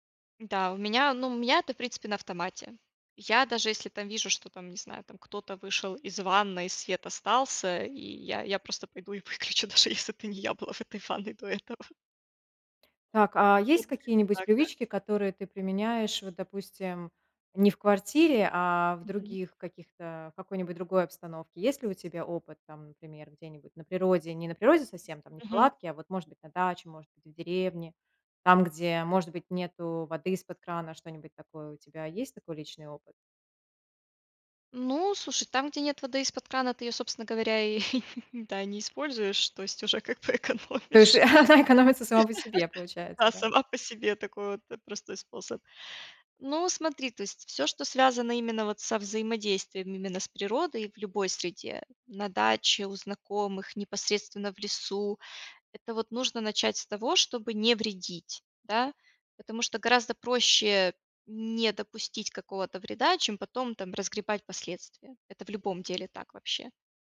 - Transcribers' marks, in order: laughing while speaking: "выключу, даже если это не я была в этой ванной до этого"; unintelligible speech; chuckle; laughing while speaking: "то есть уже как бы экономишь"; laughing while speaking: "она экономится"; laugh
- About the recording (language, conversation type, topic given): Russian, podcast, Какие простые привычки помогают не вредить природе?